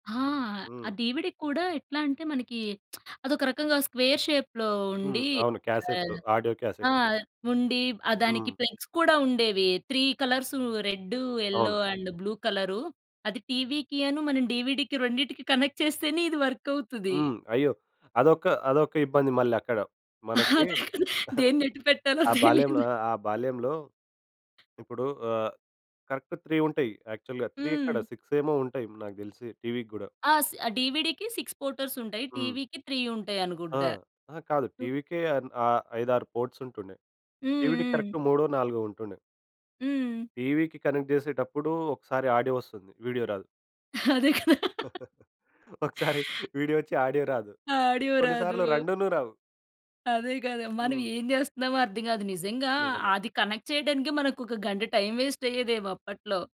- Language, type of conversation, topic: Telugu, podcast, వీడియో కాసెట్‌లు లేదా డీవీడీలు ఉన్న రోజుల్లో మీకు ఎలాంటి అనుభవాలు గుర్తొస్తాయి?
- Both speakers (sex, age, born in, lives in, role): female, 30-34, India, India, host; male, 25-29, India, India, guest
- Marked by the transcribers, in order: in English: "డీవీడీ‌కి"; lip smack; in English: "స్క్వేర్ షేప్‌లో"; in English: "ఆడియో క్యాసెట్"; in English: "ప్లగ్స్"; in English: "త్రీ"; in English: "యెల్లో అండ్ బ్లూ"; in English: "డీవీడీకి"; in English: "కనెక్ట్"; laughing while speaking: "అదే కదా! దేన్నెటు పెట్టాలో తెలిదు?"; chuckle; in English: "కరెక్ట్ త్రీ"; other background noise; in English: "యాక్చువల్‌గా త్రీ"; in English: "సిక్స్"; in English: "డీవీడీ‌కి సిక్స్ పోర్టర్స్"; in English: "త్రీ"; in English: "పోర్ట్స్"; in English: "డీవీడీ‌కి కరెక్ట్"; in English: "కనెక్ట్"; in English: "ఆడియో"; in English: "వీడియో"; laughing while speaking: "అదే కదా!"; laughing while speaking: "ఒకసారి వీడియో వచ్చి"; in English: "వీడియో"; in English: "ఆడియో"; laughing while speaking: "ఆడియో రాదు"; in English: "ఆడియో"; in English: "కనెక్ట్"; in English: "టైమ్ వేస్ట్"